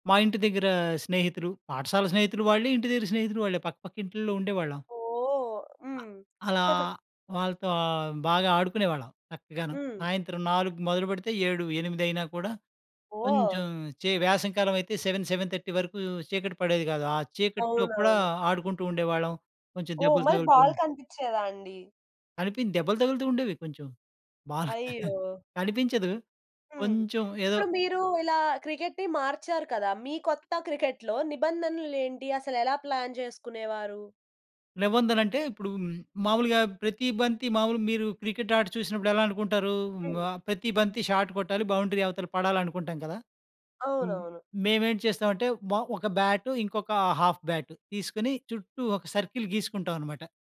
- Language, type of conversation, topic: Telugu, podcast, నీ చిన్నప్పట్లో నీకు అత్యంత ఇష్టమైన ఆట ఏది?
- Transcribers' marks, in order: chuckle; in English: "సెవెన్, సెవెన్ థర్టీ"; laughing while speaking: "బాగా"; tapping; in English: "ప్లాన్"; in English: "హాఫ్"; in English: "సర్కిల్"